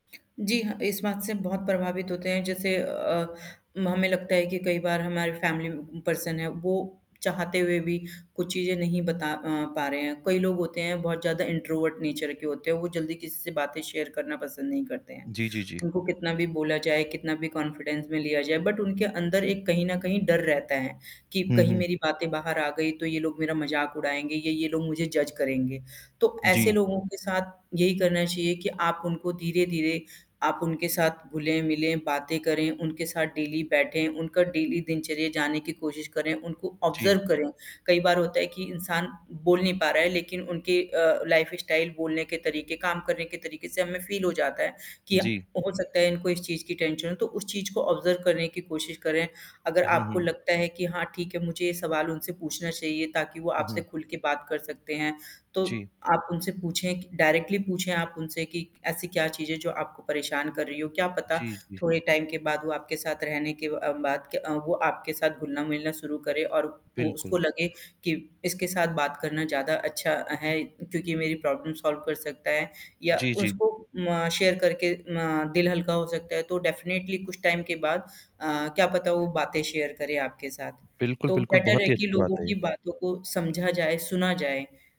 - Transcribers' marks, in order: static; tapping; in English: "फैमिली पर्सन"; in English: "इंट्रोवर्ट नेचर"; in English: "शेयर"; lip smack; in English: "कॉन्फिडेंस"; in English: "बट"; in English: "जज"; in English: "डेली"; in English: "डेली"; in English: "ऑब्ज़र्व"; other background noise; in English: "लाइफ स्टाइल"; in English: "फील"; in English: "टेंशन"; in English: "ऑब्ज़र्व"; in English: "डायरेक्टली"; distorted speech; in English: "टाइम"; in English: "प्रॉब्लम सॉल्व"; in English: "शेयर"; in English: "डेफ़िनेटली"; in English: "टाइम"; in English: "शेयर"; in English: "बेटर"
- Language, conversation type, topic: Hindi, podcast, आप दूसरों की भावनाओं को समझने की कोशिश कैसे करते हैं?
- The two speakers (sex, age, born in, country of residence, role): female, 35-39, India, India, guest; male, 30-34, India, India, host